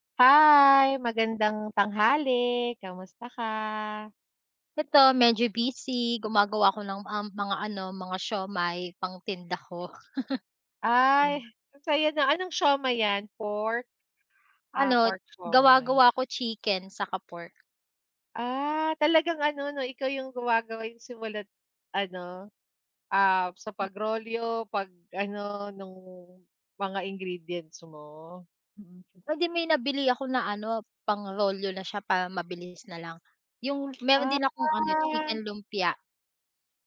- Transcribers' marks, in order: other background noise; chuckle; background speech; tapping; drawn out: "Ah"
- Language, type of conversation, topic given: Filipino, unstructured, Ano ang mga paborito mong paraan para kumita ng dagdag na pera?